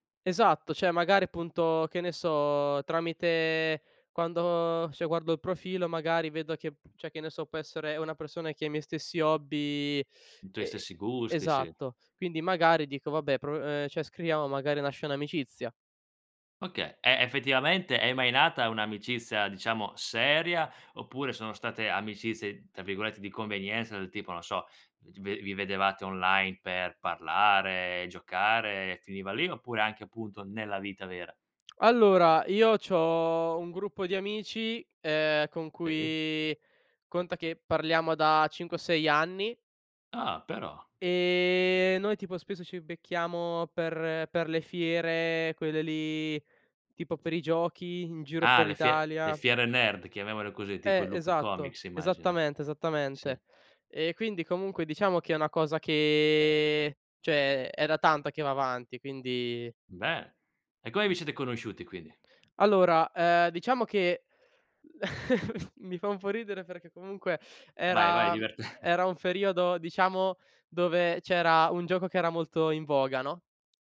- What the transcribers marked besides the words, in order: "cioè" said as "ceh"; "cioè" said as "ceh"; other background noise; "cioè" said as "ceh"; "cioè" said as "ceh"; laugh; laughing while speaking: "divertente"; "periodo" said as "feriodo"
- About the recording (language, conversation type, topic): Italian, podcast, Come costruire fiducia online, sui social o nelle chat?